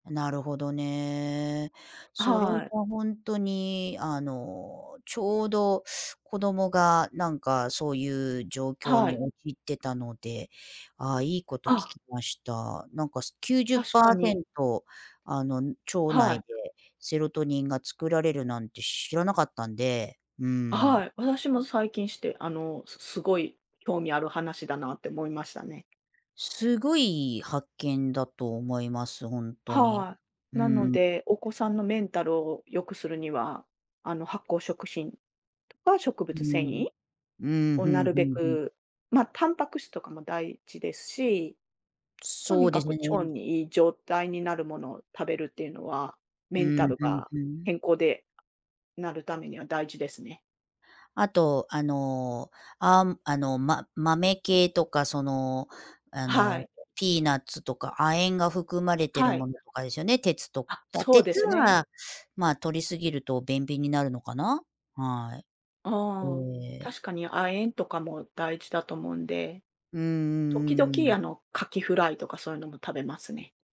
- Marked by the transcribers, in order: other noise; other background noise
- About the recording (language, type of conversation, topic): Japanese, unstructured, 心の健康を保つために、日常でどんなことに気をつけていますか？